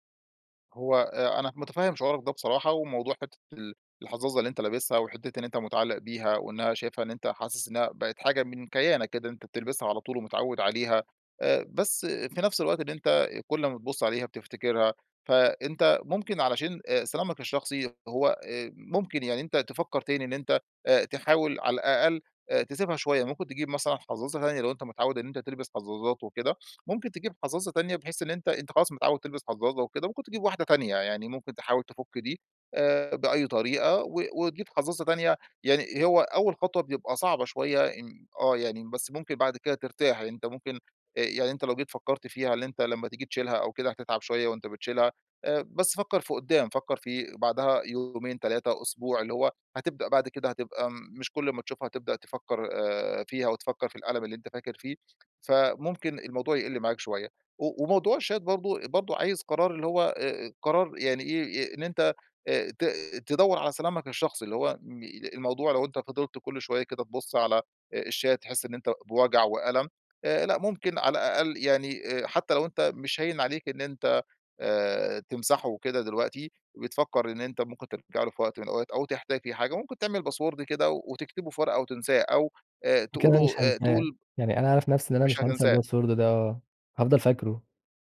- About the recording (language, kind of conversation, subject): Arabic, advice, إزاي أقدر أتعامل مع ألم الانفصال المفاجئ وأعرف أكمّل حياتي؟
- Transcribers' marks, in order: in English: "الChat"; in English: "الChat"; in English: "Password"; in English: "الPassword"